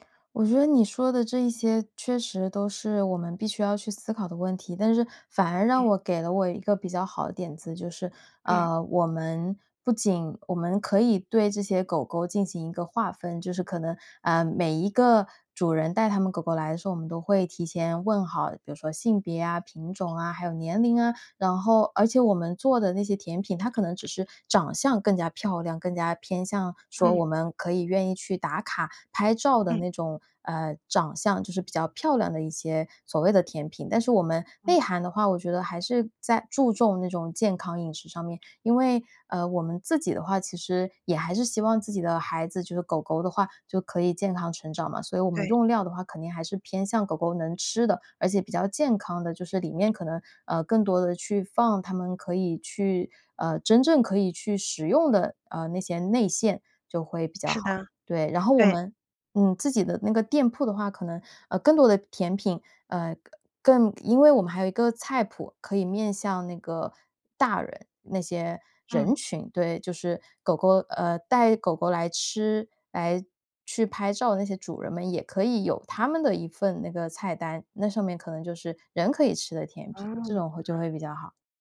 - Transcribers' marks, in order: none
- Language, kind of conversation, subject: Chinese, advice, 我因为害怕经济失败而不敢创业或投资，该怎么办？